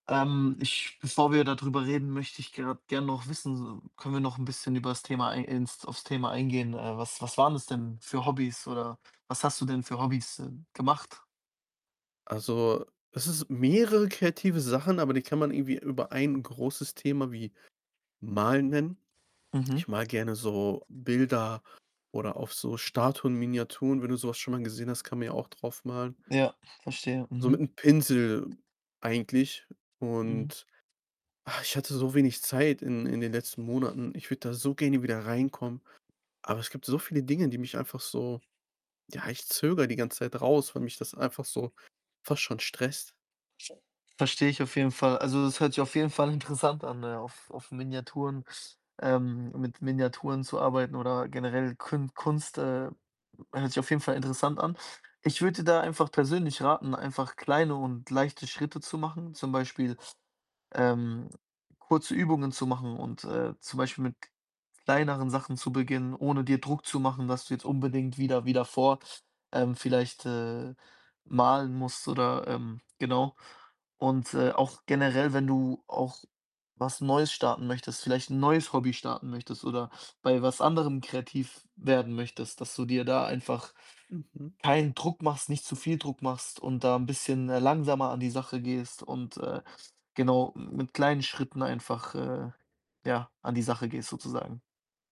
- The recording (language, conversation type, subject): German, advice, Wie kann ich nach einer langen Pause wieder kreativ werden und neu anfangen?
- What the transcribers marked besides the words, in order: stressed: "mehrere"; other background noise